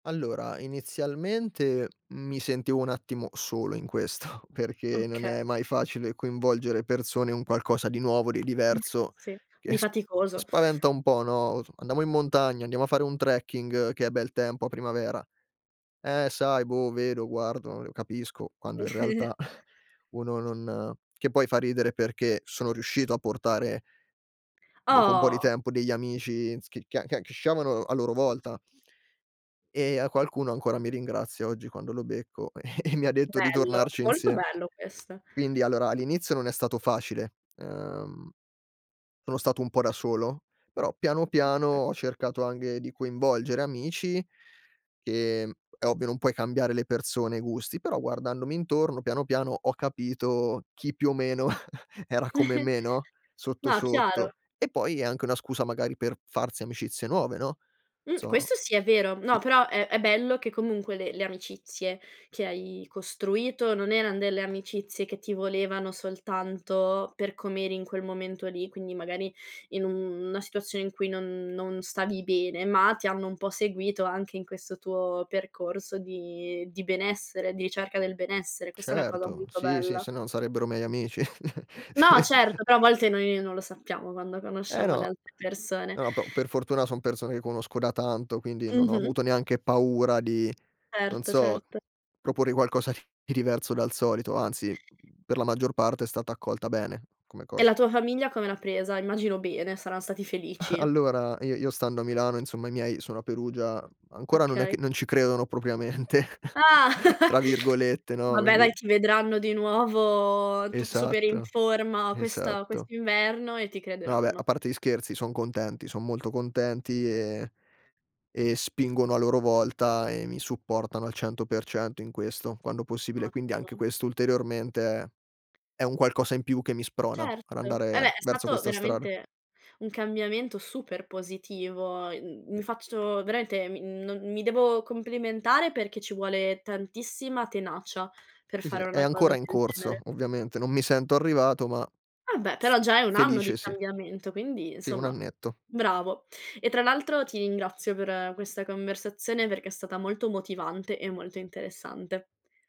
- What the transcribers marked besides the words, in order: laughing while speaking: "questo"; tapping; chuckle; chuckle; other background noise; scoff; laughing while speaking: "e"; "cercato" said as "scercato"; "anche" said as "anghe"; chuckle; "Non" said as "n"; "miei" said as "mei"; laugh; laughing while speaking: "di"; chuckle; laughing while speaking: "propriamente"; chuckle; "vabbè" said as "abè"; "veramente" said as "veraente"; "Vabbè" said as "abbè"
- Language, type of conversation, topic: Italian, podcast, Raccontami di un momento che ti ha cambiato dentro?